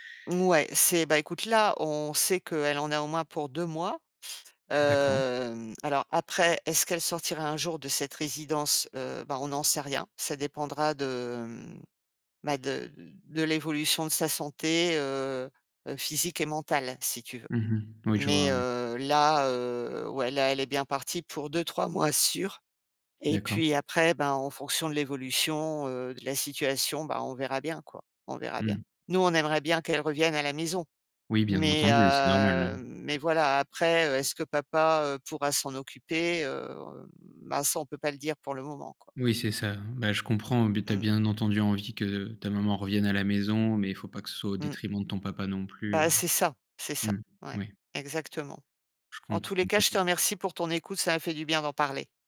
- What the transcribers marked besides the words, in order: tapping
- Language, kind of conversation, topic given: French, advice, Comment soutenir un parent âgé et choisir une maison de retraite adaptée ?